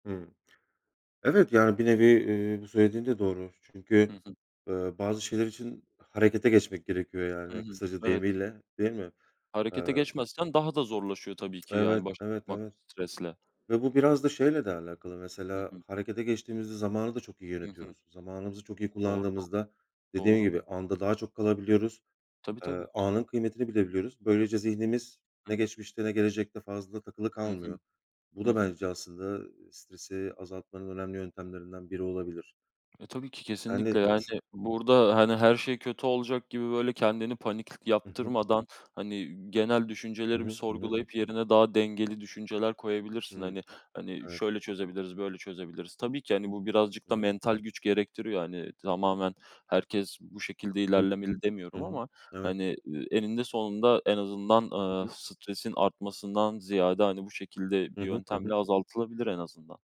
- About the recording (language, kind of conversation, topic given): Turkish, unstructured, Stresle başa çıkmak neden bazen bu kadar zor olur?
- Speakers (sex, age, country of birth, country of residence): male, 20-24, Turkey, Poland; male, 35-39, Turkey, Poland
- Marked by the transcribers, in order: other background noise; tapping